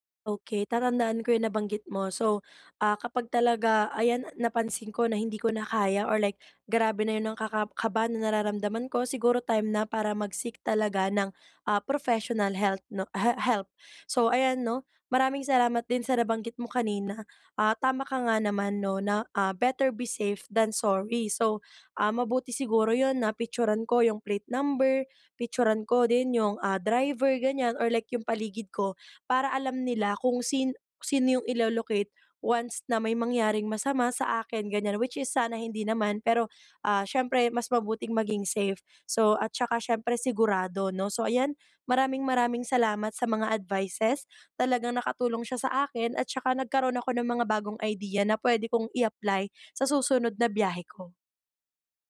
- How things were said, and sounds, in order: tapping; dog barking; in English: "better be safe than sorry"
- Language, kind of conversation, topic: Filipino, advice, Paano ko mababawasan ang kaba at takot ko kapag nagbibiyahe?